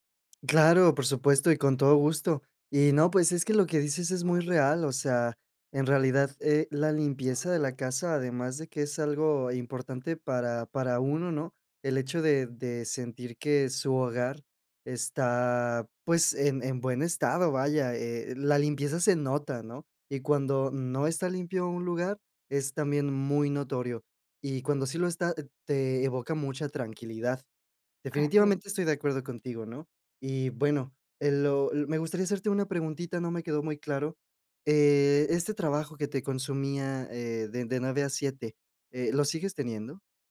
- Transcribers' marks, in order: none
- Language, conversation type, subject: Spanish, advice, ¿Cómo puedo mantener mis hábitos cuando surgen imprevistos diarios?